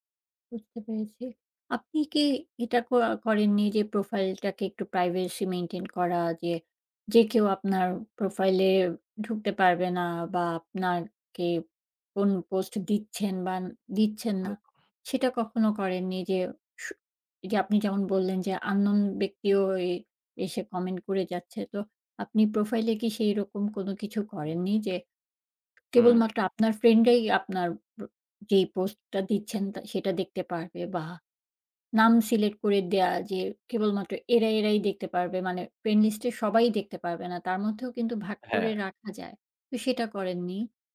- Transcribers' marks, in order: tapping
- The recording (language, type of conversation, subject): Bengali, advice, সামাজিক মিডিয়ায় প্রকাশ্যে ট্রোলিং ও নিম্নমানের সমালোচনা কীভাবে মোকাবিলা করেন?